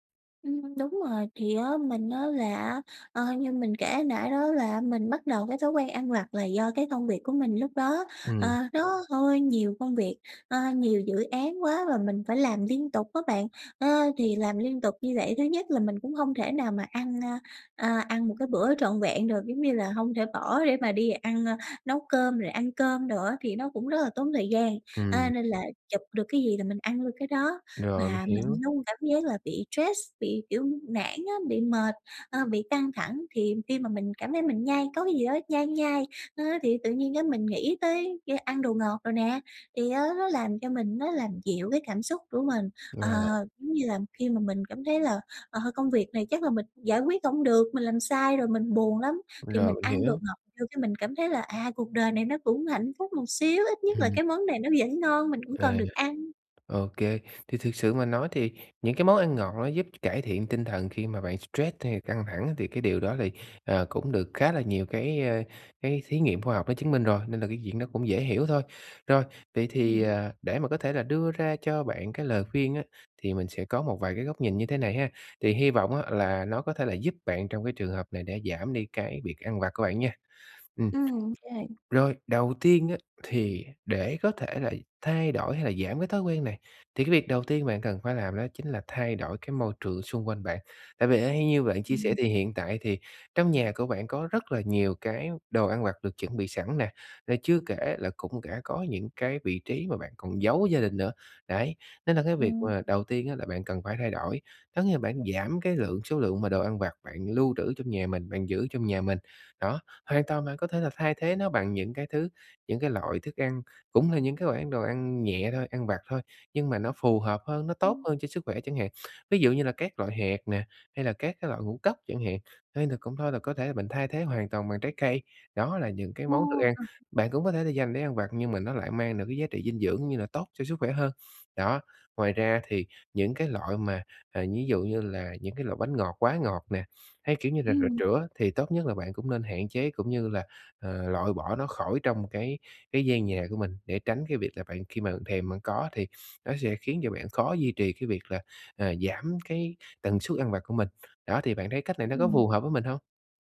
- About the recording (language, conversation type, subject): Vietnamese, advice, Làm sao để bớt ăn vặt không lành mạnh mỗi ngày?
- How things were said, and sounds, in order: tapping; other noise; other background noise; unintelligible speech; "được" said as "nược"